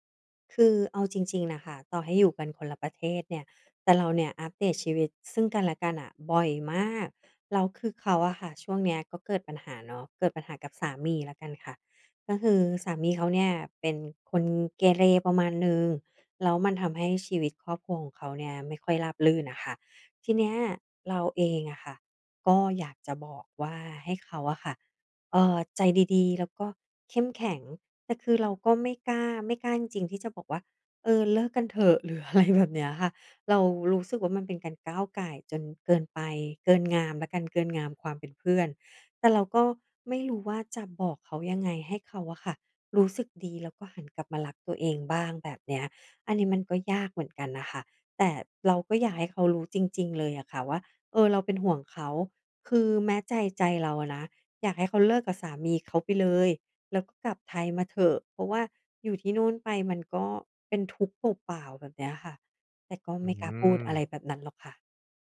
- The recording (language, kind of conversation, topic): Thai, advice, ฉันจะทำอย่างไรเพื่อสร้างมิตรภาพที่ลึกซึ้งในวัยผู้ใหญ่?
- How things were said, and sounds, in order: laughing while speaking: "หรืออะไร"